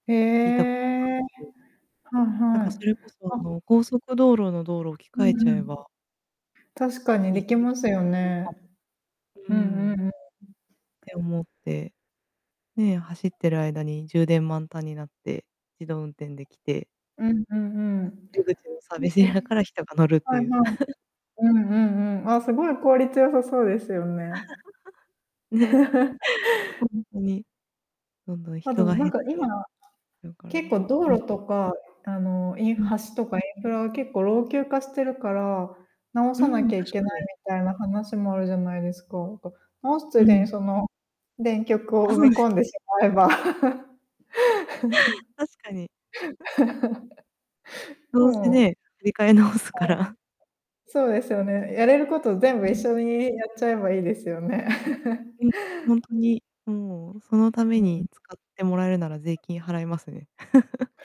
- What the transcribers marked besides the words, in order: distorted speech; drawn out: "ええ"; tapping; laughing while speaking: "サービスエリアから"; unintelligible speech; laugh; laugh; laugh; static; chuckle; laugh; laughing while speaking: "振り替え直すから"; laugh; laugh
- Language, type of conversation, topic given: Japanese, unstructured, 未来の車にどんな期待をしていますか？